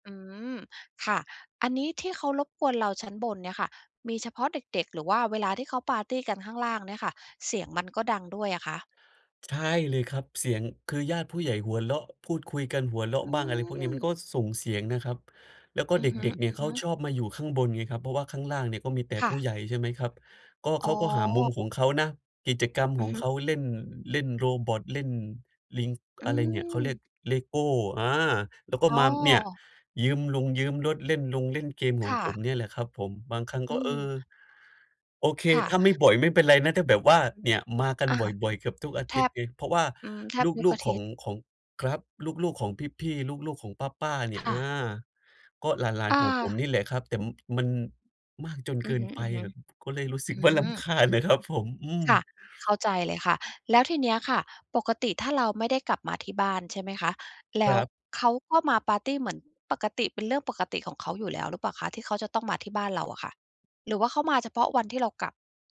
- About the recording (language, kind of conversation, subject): Thai, advice, ทำไมฉันถึงผ่อนคลายได้ไม่เต็มที่เวลาอยู่บ้าน?
- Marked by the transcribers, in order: other background noise; tapping